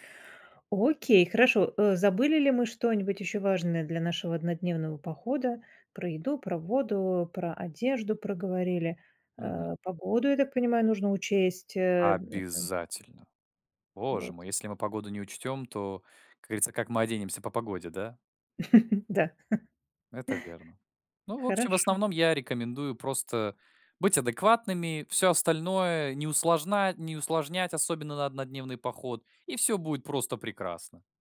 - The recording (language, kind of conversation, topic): Russian, podcast, Как подготовиться к однодневному походу, чтобы всё прошло гладко?
- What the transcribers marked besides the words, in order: laugh